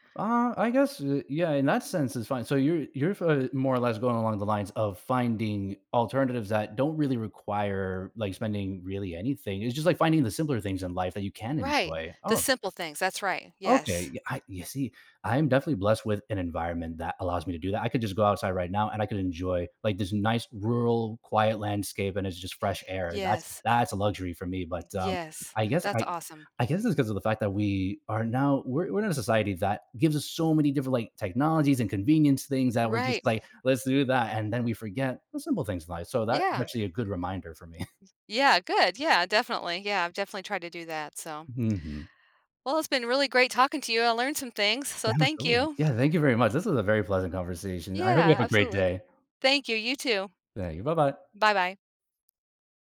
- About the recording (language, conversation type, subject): English, unstructured, How do you balance saving money and enjoying life?
- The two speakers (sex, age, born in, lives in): female, 55-59, United States, United States; male, 25-29, Colombia, United States
- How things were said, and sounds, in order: stressed: "so"; chuckle; other background noise